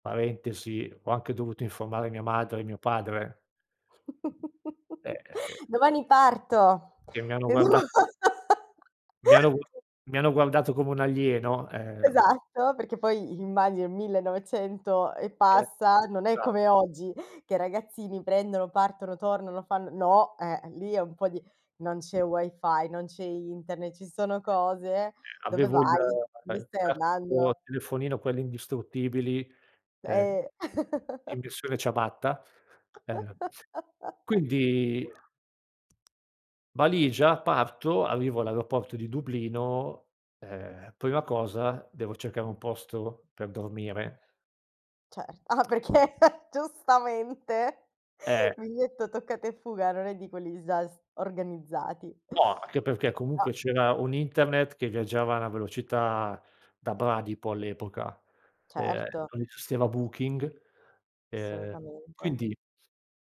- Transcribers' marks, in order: chuckle; tapping; unintelligible speech; laugh; other background noise; chuckle; other noise; tongue click; laughing while speaking: "perché"; exhale
- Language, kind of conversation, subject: Italian, podcast, Qual è una scelta che ti ha cambiato la vita?